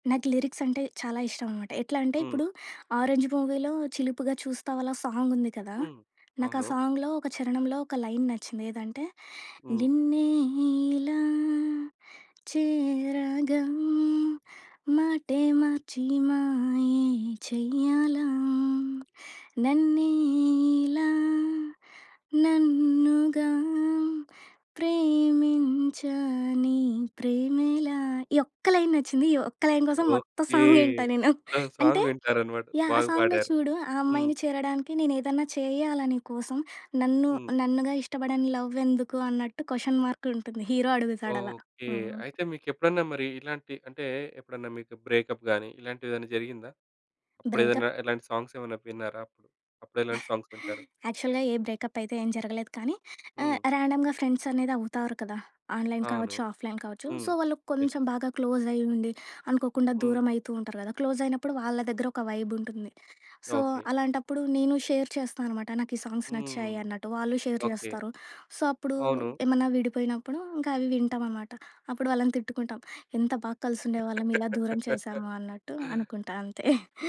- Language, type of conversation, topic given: Telugu, podcast, ఒంటరిగా పాటలు విన్నప్పుడు నీకు ఎలాంటి భావన కలుగుతుంది?
- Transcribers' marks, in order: in English: "లిరిక్స్"; in English: "సాంగ్"; in English: "సాంగ్‌లో"; in English: "లైన్"; singing: "నిన్నె ఇలా చేరగా, మాటె మార్చి … ప్రేమించా నీ ప్రేమేల"; in English: "లైన్"; in English: "లైన్"; in English: "సాంగ్‌లో"; in English: "సొ, సాంగ్"; in English: "క్వెషన్ మార్క్"; in English: "హీరో"; tapping; in English: "బ్రేకప్"; in English: "సాంగ్స్"; in English: "బ్రేకప్"; in English: "సాంగ్స్"; chuckle; in English: "యాక్చువల్‌గా"; in English: "బ్రేకప్"; other background noise; in English: "ర్యాండమ్‌గా ఫ్రెండ్స్"; in English: "ఆన్లైన్"; in English: "ఆఫ్లైన్"; in English: "సో"; in English: "క్లోజ్"; in English: "సో"; in English: "షేర్"; in English: "సాంగ్స్"; in English: "షేర్"; in English: "సో"; laugh; chuckle